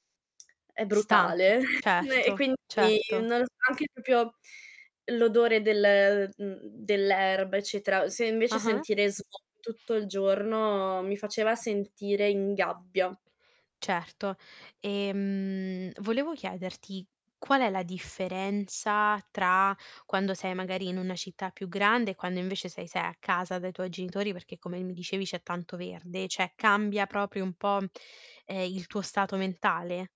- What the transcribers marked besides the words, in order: static; tapping; chuckle; unintelligible speech; distorted speech; "proprio" said as "propio"; "cioè" said as "ceh"; "proprio" said as "propio"
- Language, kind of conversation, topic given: Italian, podcast, Quali pratiche essenziali consiglieresti a chi vive in città ma vuole portare più natura nella vita di tutti i giorni?